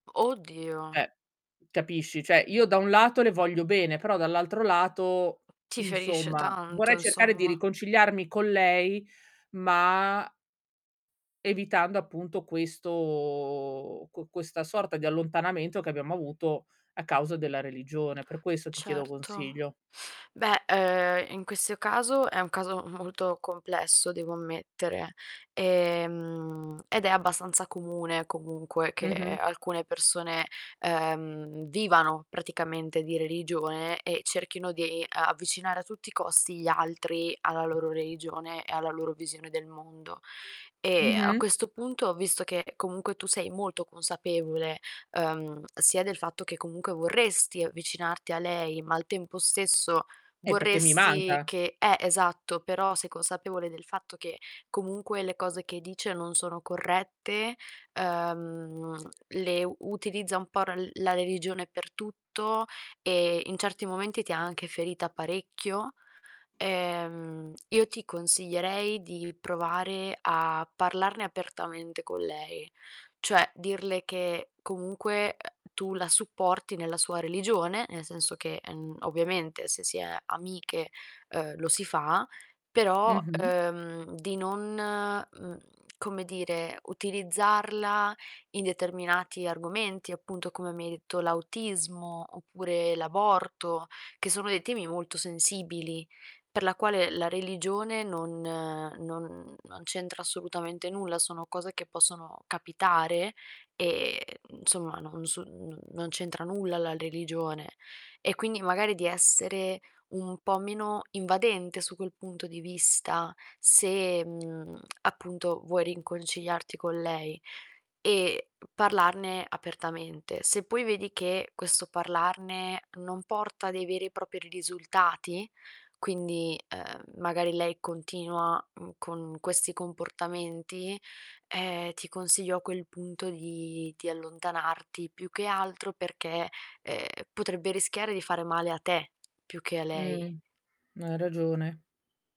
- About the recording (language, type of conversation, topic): Italian, advice, Come posso provare a riconciliarmi dopo un lungo allontanamento senza spiegazioni?
- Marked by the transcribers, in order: distorted speech; "Cioè" said as "ceh"; "cioè" said as "ceh"; tapping; "insomma" said as "nsomma"; other background noise; drawn out: "questo"; "questo" said as "questio"; background speech; drawn out: "uhm"; "insomma" said as "nsomma"; "religione" said as "lerigione"; tongue click; "riconciliarti" said as "rinconciliarti"